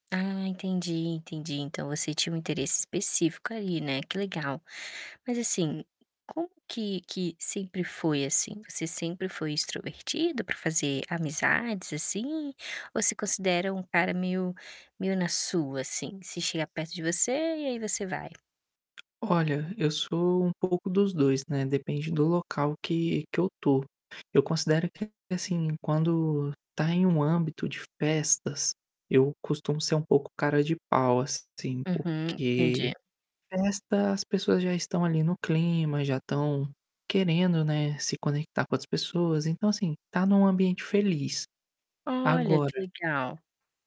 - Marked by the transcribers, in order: static; tapping; distorted speech
- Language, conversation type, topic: Portuguese, podcast, Qual amizade que você fez numa viagem virou uma amizade de verdade?